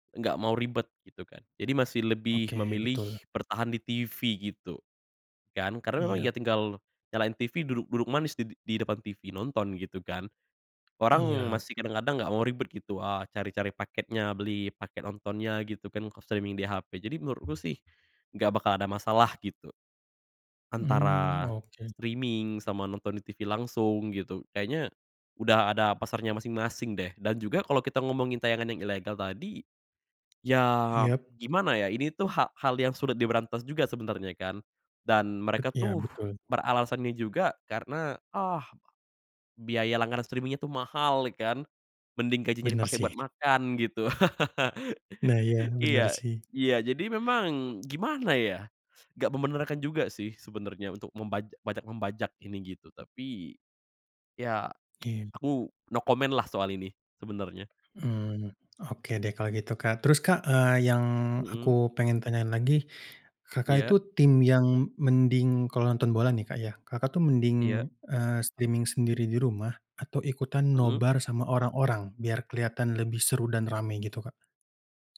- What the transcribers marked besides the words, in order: tapping; in English: "streaming"; other background noise; in English: "streaming"; in English: "streaming"; laugh; tsk; in English: "no comment"; in English: "streaming"
- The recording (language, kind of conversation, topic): Indonesian, podcast, Bagaimana layanan streaming mengubah kebiasaan menonton orang?